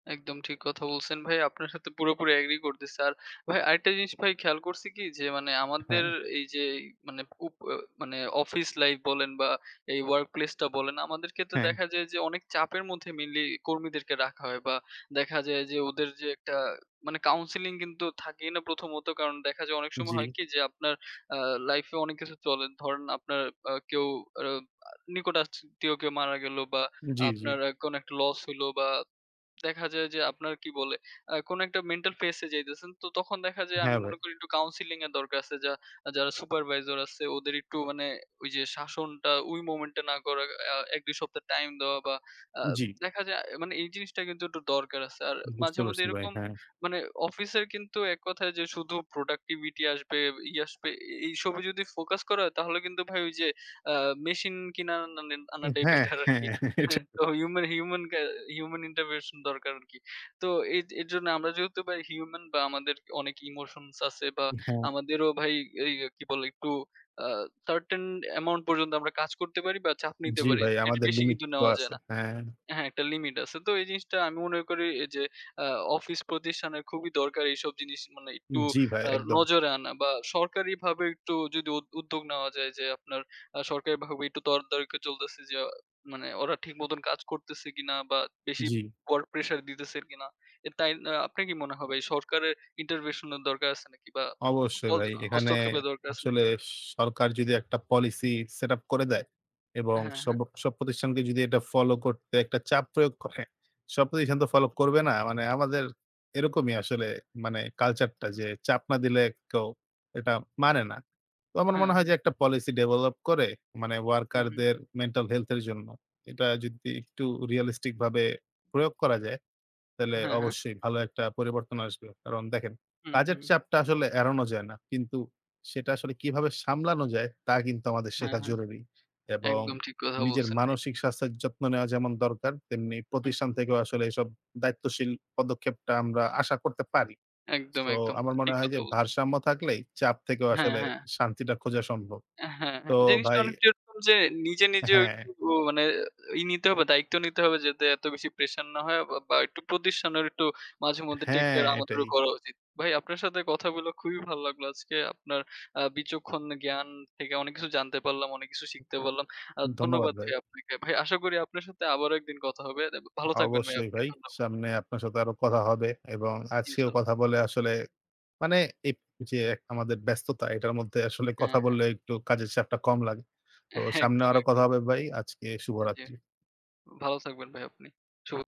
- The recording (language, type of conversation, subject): Bengali, unstructured, কাজের চাপ মোকাবেলা করার জন্য আপনার কৌশল কী?
- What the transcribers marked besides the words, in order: in English: "counseling"; in English: "mental phase"; in English: "counseling"; laughing while speaking: "হ্যাঁ, হ্যাঁ। এটাই তো"; in English: "intervention"; in English: "certain amount"; in English: "intervention"; in English: "policy set up"; in English: "policy develop"; tapping; laughing while speaking: "একদম"